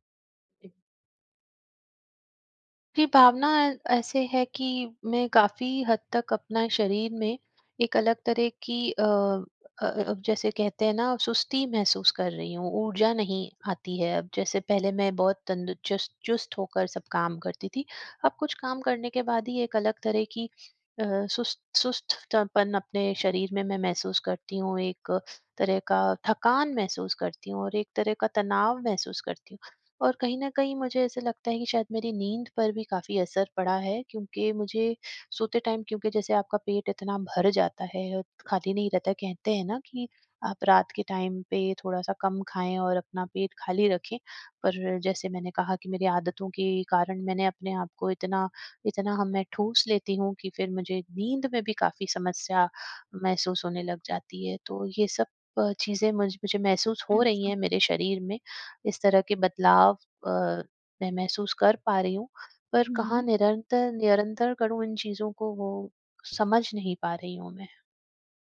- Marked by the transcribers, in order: tapping; in English: "टाइम"; in English: "टाइम"; other background noise
- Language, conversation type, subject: Hindi, advice, भूख और तृप्ति को पहचानना